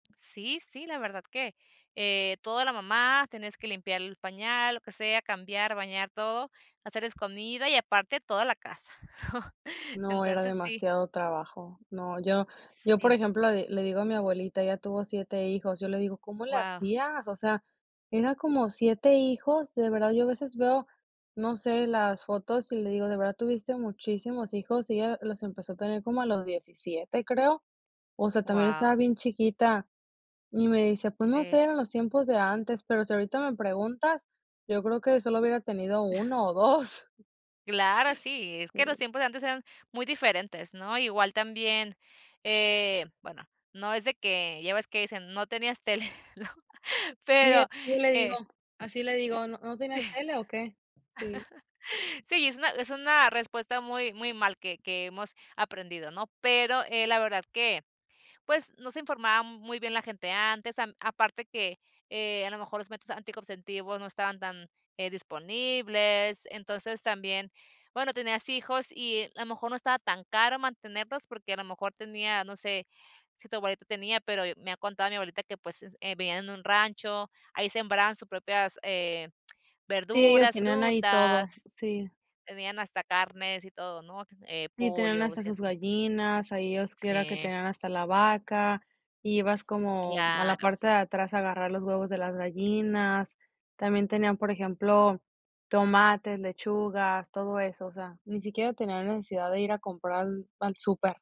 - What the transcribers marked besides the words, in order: chuckle; chuckle; chuckle; laughing while speaking: "¿no?"; laugh
- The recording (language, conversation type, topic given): Spanish, podcast, ¿Cómo decidir en pareja si quieren tener hijos o no?